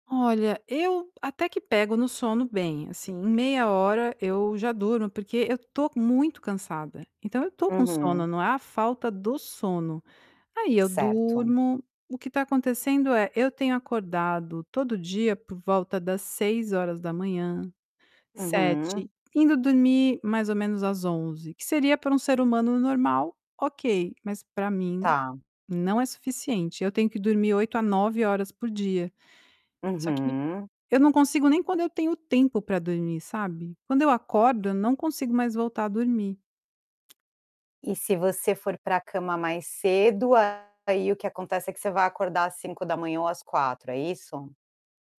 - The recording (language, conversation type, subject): Portuguese, advice, Por que sinto exaustão constante mesmo dormindo o suficiente?
- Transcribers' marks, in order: distorted speech; tapping